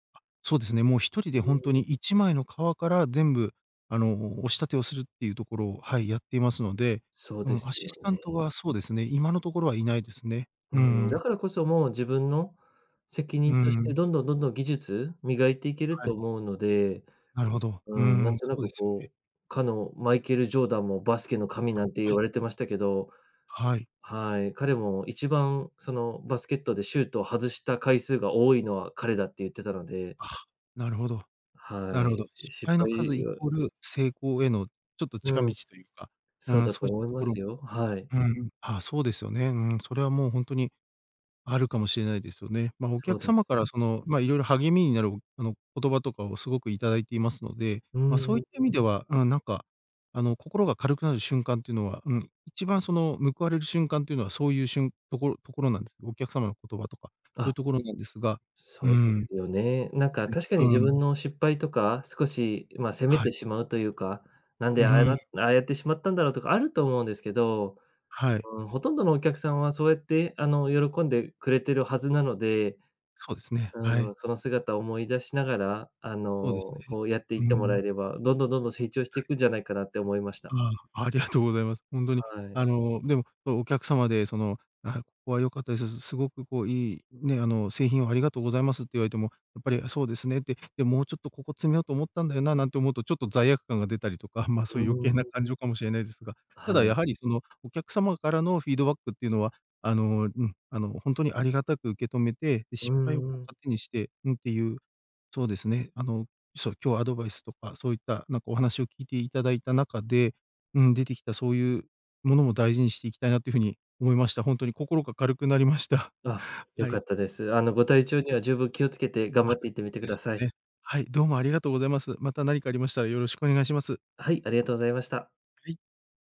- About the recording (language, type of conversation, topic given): Japanese, advice, 失敗するといつまでも自分を責めてしまう
- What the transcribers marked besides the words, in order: tapping; other noise